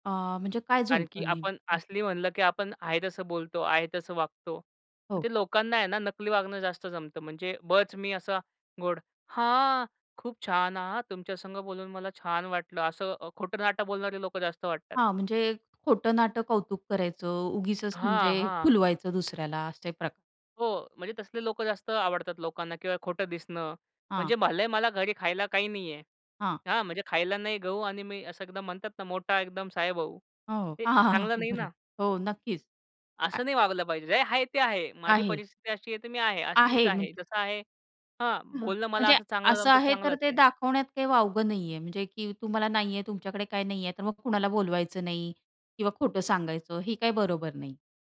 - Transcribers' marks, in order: tapping; put-on voice: "हां, खूप छान हां तुमच्या संग बोलून मला छान वाटलं"
- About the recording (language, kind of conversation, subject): Marathi, podcast, तुमच्यासाठी अस्सल दिसणे म्हणजे काय?